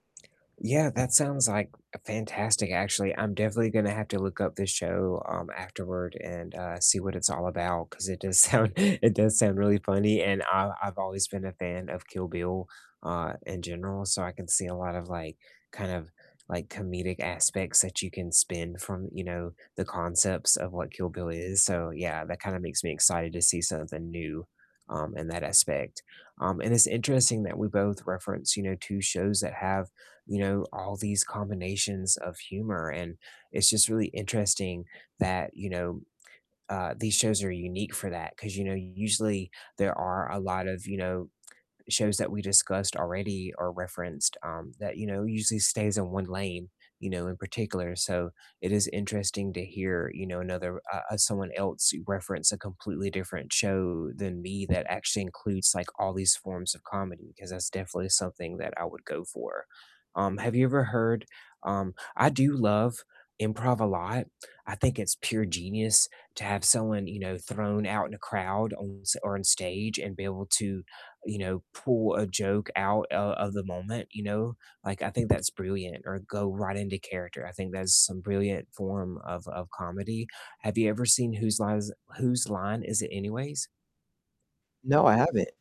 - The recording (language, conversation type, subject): English, unstructured, Which comedy styles do you both enjoy most—dry humor, slapstick, satire, or improv—and why?
- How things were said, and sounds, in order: laughing while speaking: "sound"; distorted speech; other background noise; tapping